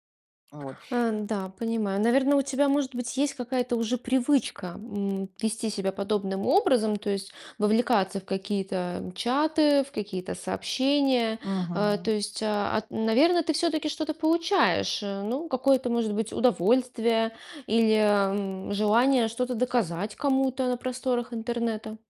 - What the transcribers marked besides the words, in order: distorted speech; other background noise
- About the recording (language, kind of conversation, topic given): Russian, advice, Как и почему вы чаще всего теряете время в соцсетях и за телефоном?